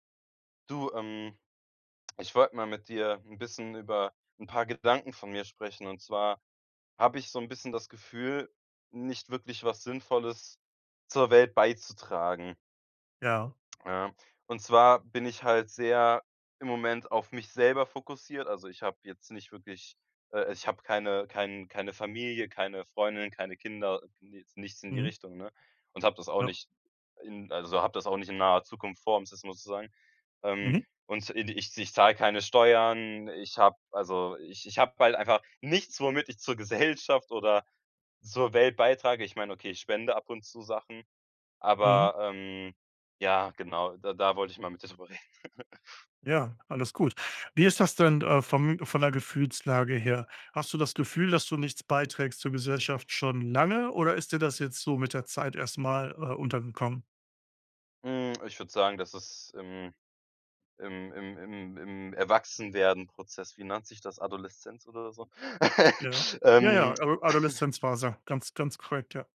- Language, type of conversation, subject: German, advice, Warum habe ich das Gefühl, nichts Sinnvolles zur Welt beizutragen?
- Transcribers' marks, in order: laughing while speaking: "Gesellschaft"; chuckle; laugh